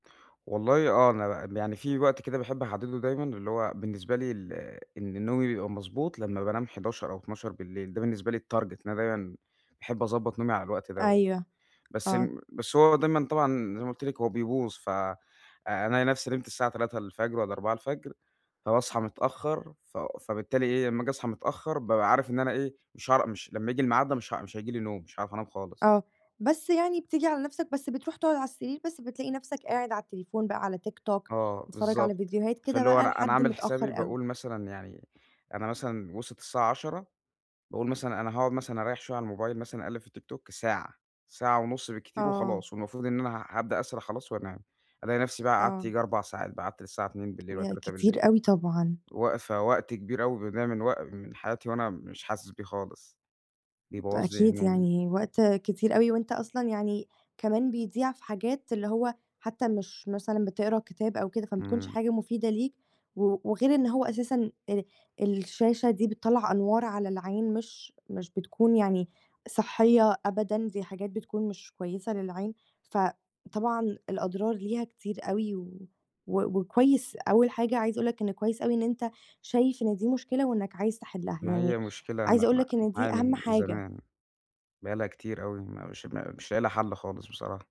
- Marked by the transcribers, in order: in English: "الtarget"; tapping
- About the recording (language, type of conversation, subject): Arabic, advice, إزاي أقدر أقلّل وقت استخدام الموبايل والشاشات قبل النوم بسهولة؟